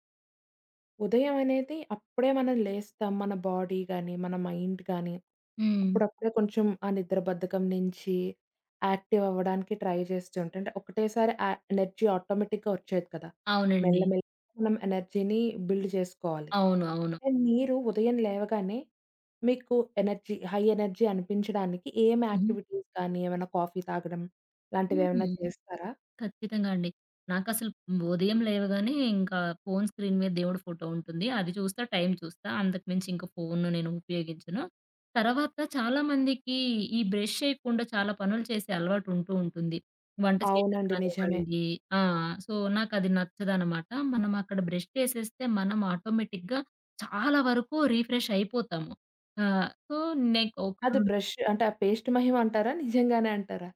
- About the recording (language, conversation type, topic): Telugu, podcast, ఉదయం ఎనర్జీ పెరగడానికి మీ సాధారణ అలవాట్లు ఏమిటి?
- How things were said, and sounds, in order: in English: "బాడీ"; in English: "మైండ్"; tapping; in English: "యాక్టివ్"; in English: "ట్రై"; in English: "ఎనర్జీ ఆటోమేటిక్‌గా"; in English: "ఎనర్జీని బిల్డ్"; in English: "అండ్"; in English: "ఎనర్జీ హై ఎనర్జీ"; in English: "యాక్టివిటీస్"; in English: "కాఫీ"; in English: "స్క్రీన్"; in English: "బ్రష్"; in English: "సో"; in English: "బ్రష్"; in English: "ఆటోమేటిక్‌గా"; in English: "రిఫ్రెష్"; in English: "సో"; in English: "పేస్ట్"